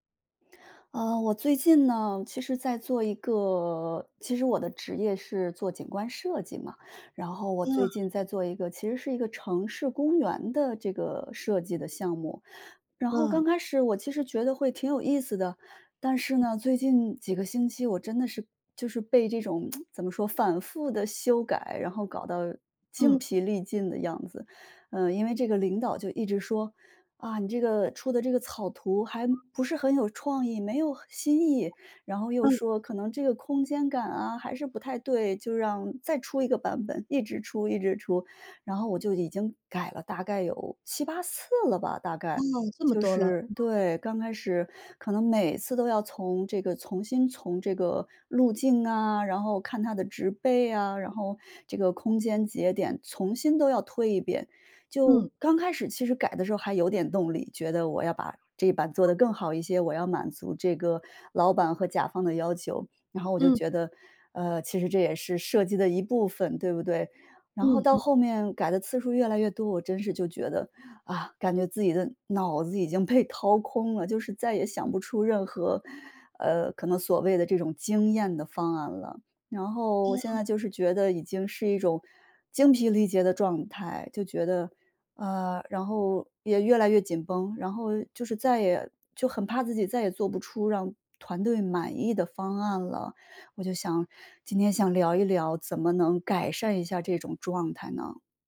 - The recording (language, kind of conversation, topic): Chinese, advice, 反复修改后为什么仍然感觉创意停滞？
- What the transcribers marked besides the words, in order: tapping; tsk; other background noise; "重新" said as "从新"; "重新" said as "从新"